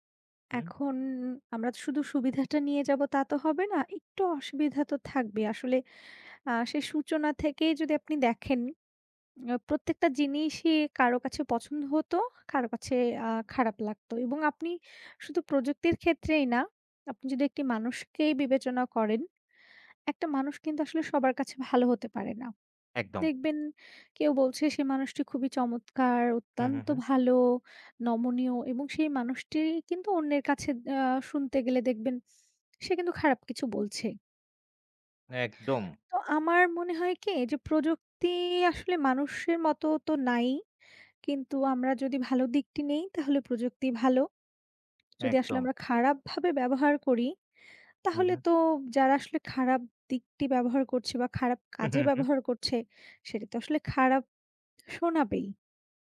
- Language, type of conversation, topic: Bengali, unstructured, তোমার জীবনে প্রযুক্তি কী ধরনের সুবিধা এনে দিয়েছে?
- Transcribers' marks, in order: scoff